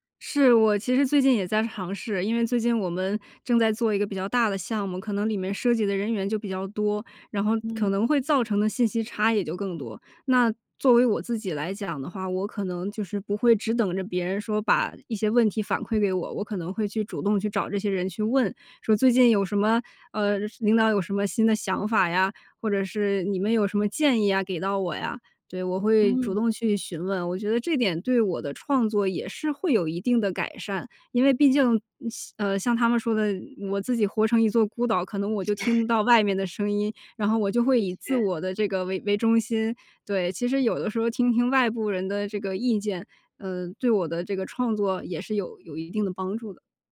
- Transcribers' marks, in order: laugh
- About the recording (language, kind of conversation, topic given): Chinese, podcast, 你觉得独处对创作重要吗？